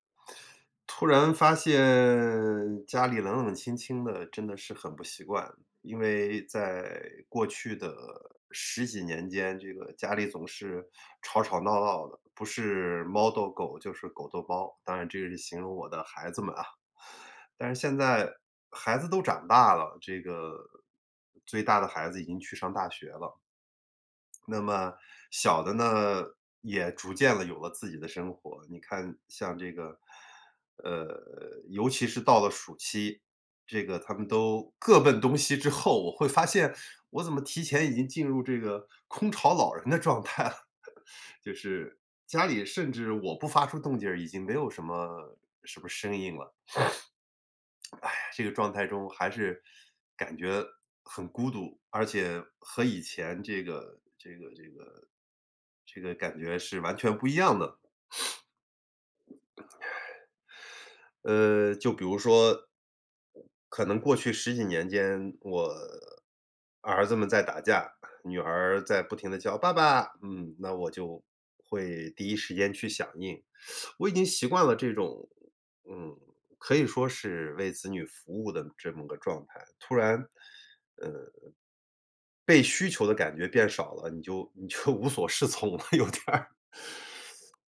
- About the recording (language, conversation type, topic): Chinese, advice, 子女离家后，空巢期的孤独感该如何面对并重建自己的生活？
- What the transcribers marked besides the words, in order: drawn out: "发现"; teeth sucking; joyful: "各奔东西之后"; joyful: "空巢老人的状态"; chuckle; sniff; lip smack; sniff; other noise; teeth sucking; other background noise; put-on voice: "爸爸！"; teeth sucking; laughing while speaking: "你就无所适从了有点儿"